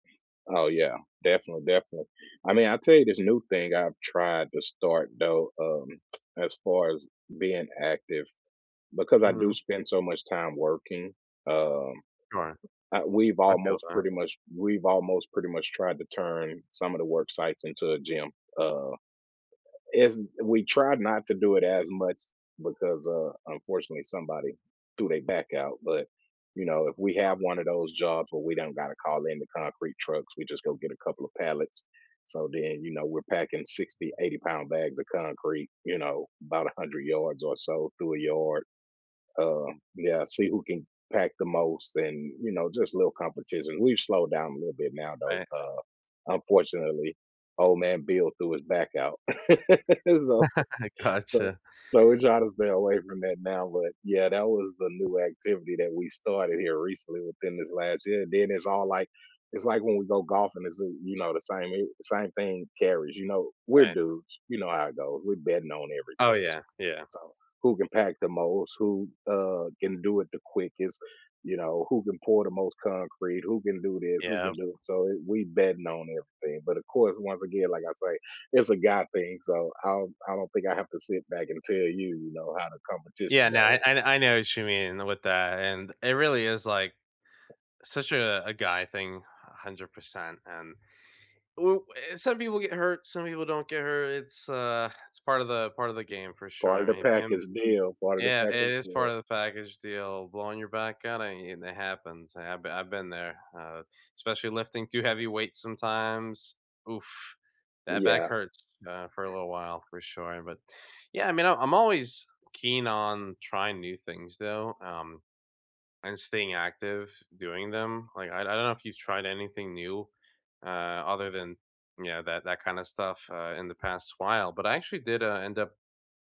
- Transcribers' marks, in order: other background noise; unintelligible speech; chuckle; tapping; chuckle
- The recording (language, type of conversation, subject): English, unstructured, What is your favorite way to stay active during the week?
- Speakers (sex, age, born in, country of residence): female, 45-49, United States, United States; male, 20-24, United States, United States